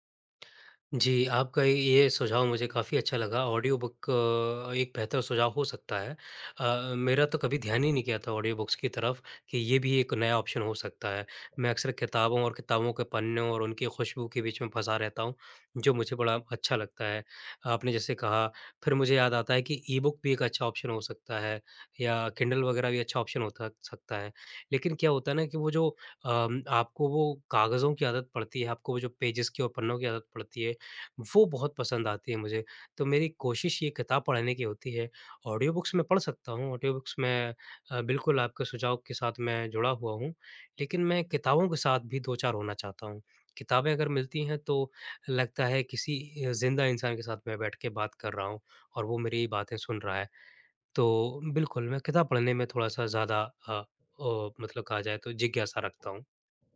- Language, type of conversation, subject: Hindi, advice, रोज़ पढ़ने की आदत बनानी है पर समय निकालना मुश्किल होता है
- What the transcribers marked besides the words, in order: in English: "ऑडियो बुक"; in English: "ऑडियो बुक्स"; in English: "ऑप्शन"; in English: "ई-बुक"; in English: "ऑप्शन"; in English: "ऑप्शन"; in English: "पेजेज़"; in English: "ऑडियो बुक्स"; in English: "ऑडियो बुक्स"; tapping